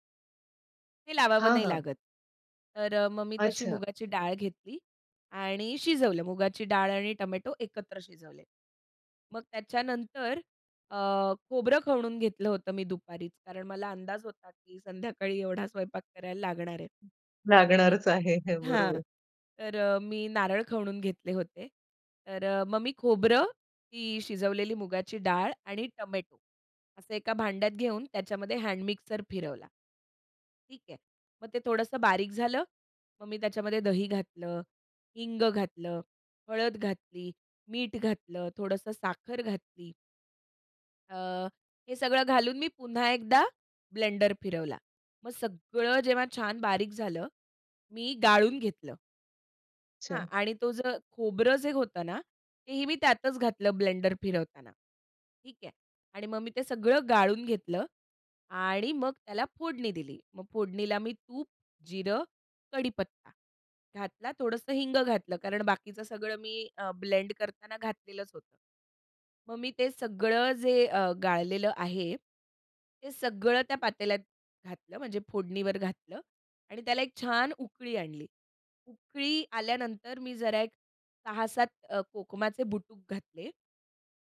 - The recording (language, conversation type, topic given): Marathi, podcast, मेहमान आले तर तुम्ही काय खास तयार करता?
- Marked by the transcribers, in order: other noise; chuckle; in English: "हॅडमिक्सर"; in English: "ब्लेंडर"; in English: "ब्लेंडर"; in English: "ब्लेंड"